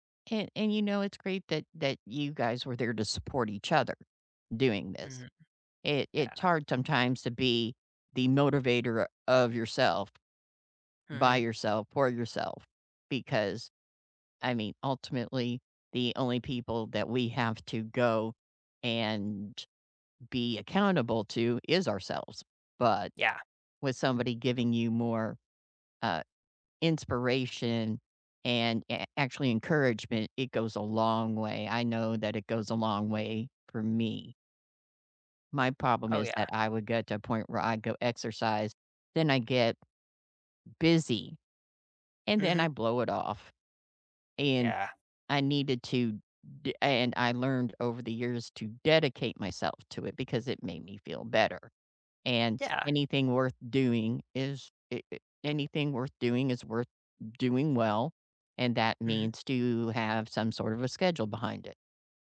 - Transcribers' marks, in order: other background noise
- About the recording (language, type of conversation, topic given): English, unstructured, How can you persuade someone to cut back on sugar?